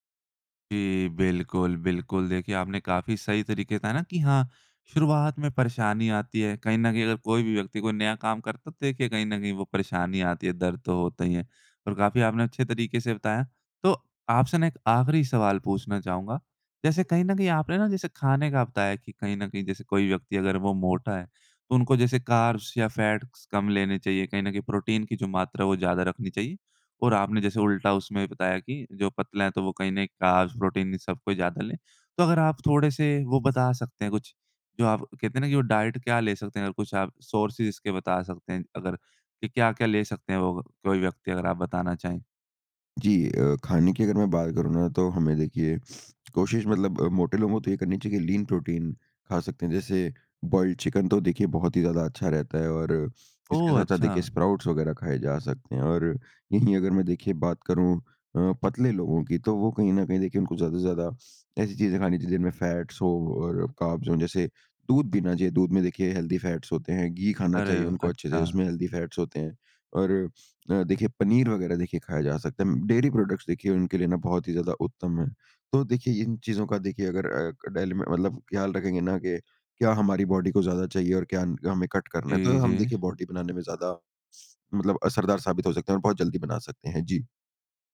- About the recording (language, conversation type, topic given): Hindi, podcast, घर पर बिना जिम जाए फिट कैसे रहा जा सकता है?
- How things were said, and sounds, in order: in English: "कार्ब्स"; in English: "कार्ब्स"; in English: "डाइट"; in English: "सोर्सेज़"; in English: "लीन"; in English: "बॉइल्ड चिकन"; in English: "स्प्राउट्स"; in English: "कार्ब्स"; in English: "हेल्दी"; in English: "हेल्दी"; in English: "डेयरी प्रोडक्ट्स"; in English: "डेली"; in English: "बॉडी"; in English: "कट"; in English: "बॉडी"